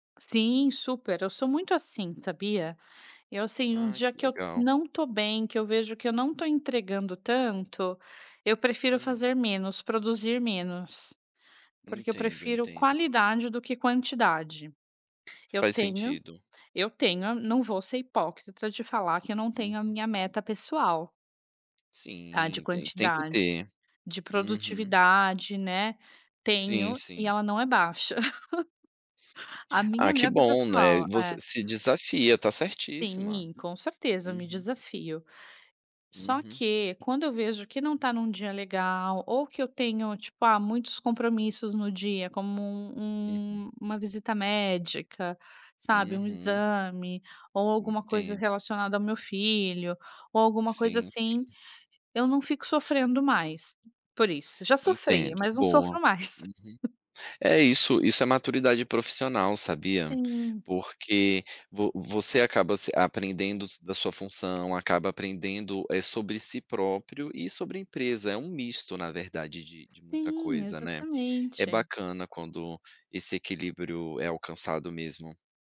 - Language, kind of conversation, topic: Portuguese, podcast, Como você equilibra trabalho e autocuidado?
- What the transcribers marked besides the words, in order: laugh; other background noise; unintelligible speech; laugh